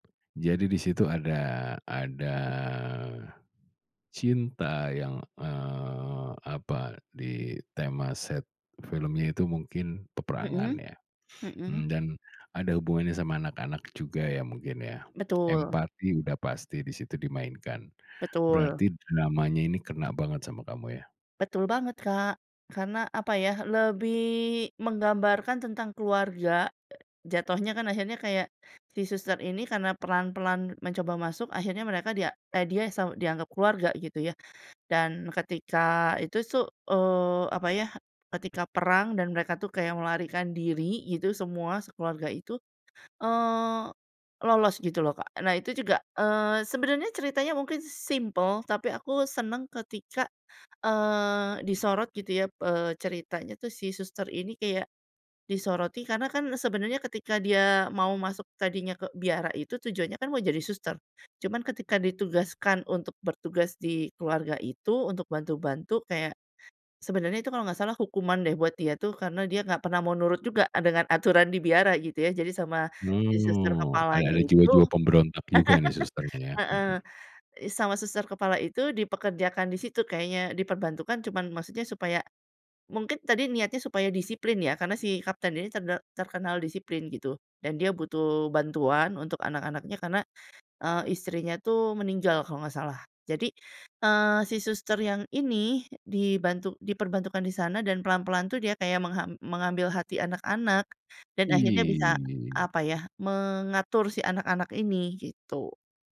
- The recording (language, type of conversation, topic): Indonesian, podcast, Film apa yang pernah membuatmu ingin melarikan diri sejenak dari kenyataan?
- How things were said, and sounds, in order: drawn out: "ada"; other background noise; chuckle; drawn out: "Ih"